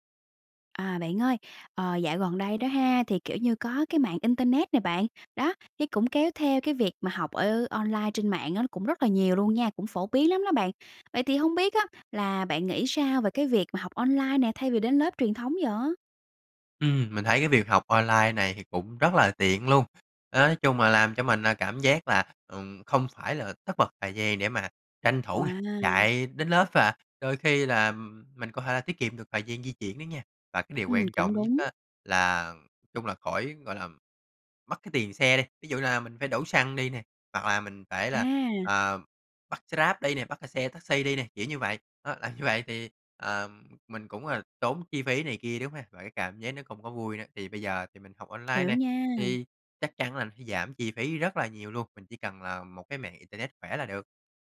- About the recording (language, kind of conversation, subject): Vietnamese, podcast, Bạn nghĩ sao về việc học trực tuyến thay vì đến lớp?
- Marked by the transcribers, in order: tapping